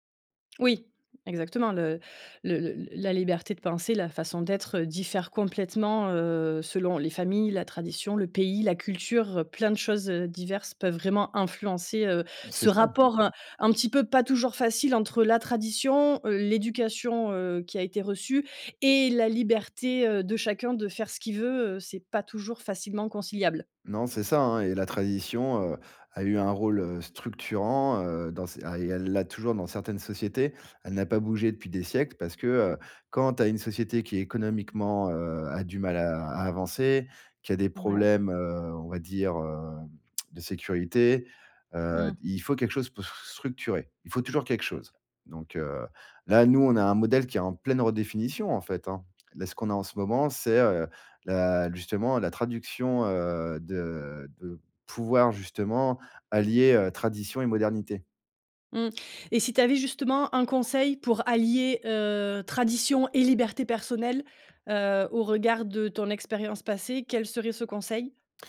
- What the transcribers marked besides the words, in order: other background noise
- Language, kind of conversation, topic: French, podcast, Comment conciliez-vous les traditions et la liberté individuelle chez vous ?